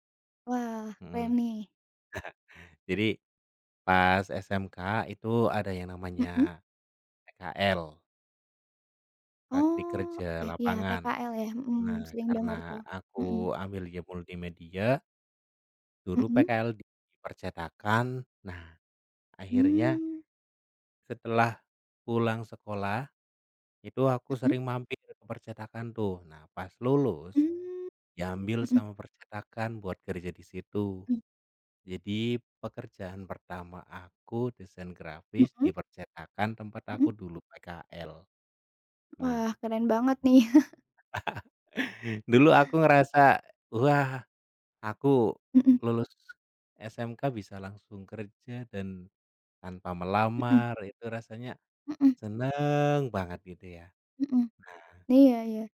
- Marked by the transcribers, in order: tapping; chuckle; chuckle; other background noise; laugh
- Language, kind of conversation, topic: Indonesian, unstructured, Apa pengalaman pertamamu saat mulai bekerja, dan bagaimana perasaanmu saat itu?